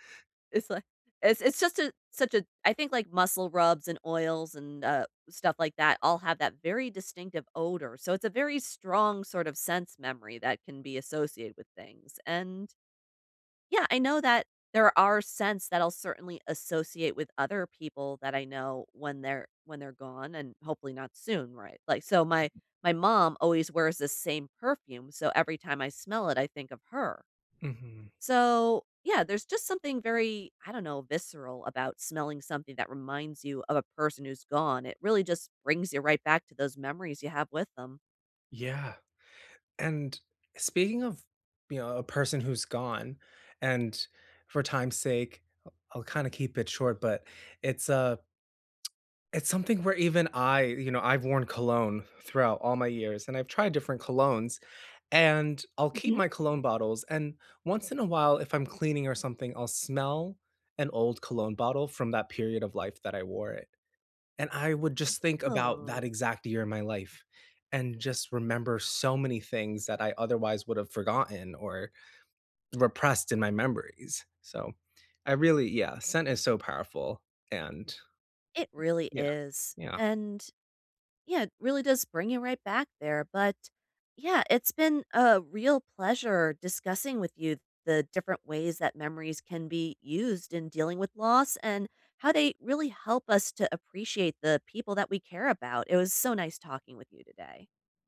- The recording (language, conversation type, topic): English, unstructured, What role do memories play in coping with loss?
- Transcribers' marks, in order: tapping; tsk; background speech; other background noise